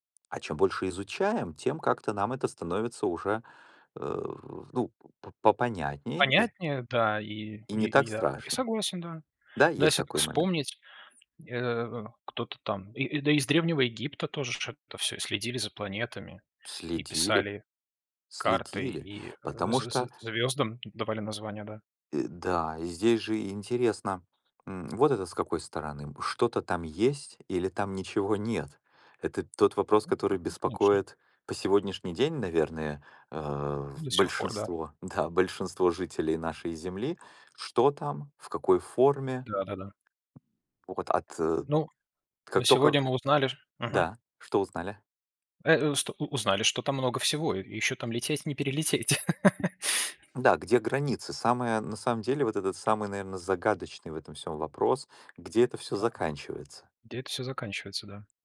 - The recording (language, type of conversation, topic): Russian, unstructured, Почему люди изучают космос и что это им даёт?
- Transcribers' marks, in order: other background noise; laughing while speaking: "да"; tapping; laugh